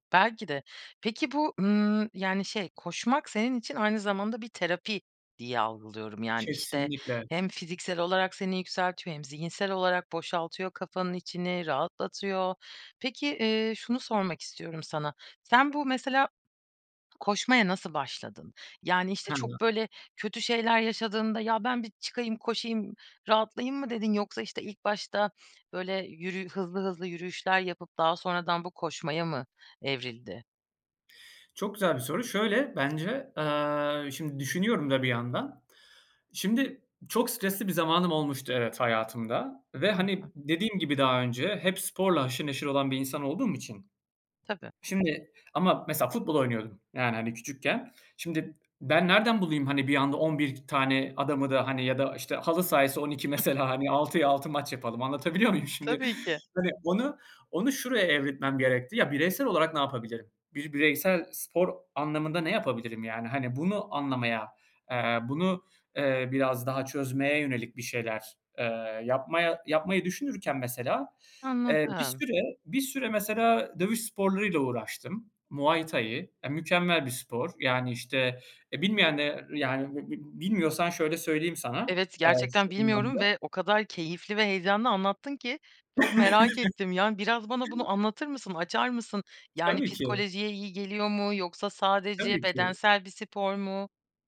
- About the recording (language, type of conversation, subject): Turkish, podcast, Kötü bir gün geçirdiğinde kendini toparlama taktiklerin neler?
- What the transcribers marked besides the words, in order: tapping; other background noise; unintelligible speech; giggle; chuckle